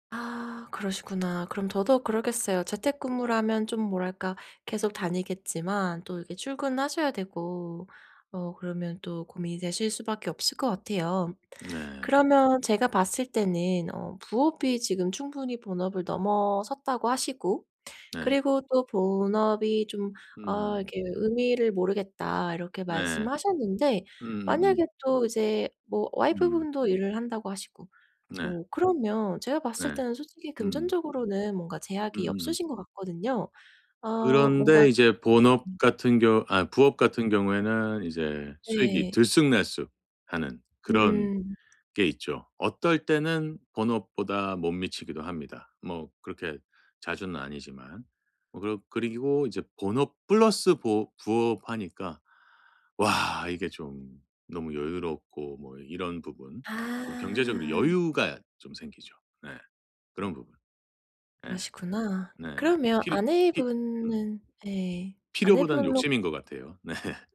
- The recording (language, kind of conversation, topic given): Korean, advice, 가족과 커리어 중 무엇을 우선해야 할까요?
- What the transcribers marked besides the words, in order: other background noise; stressed: "와"; laughing while speaking: "네"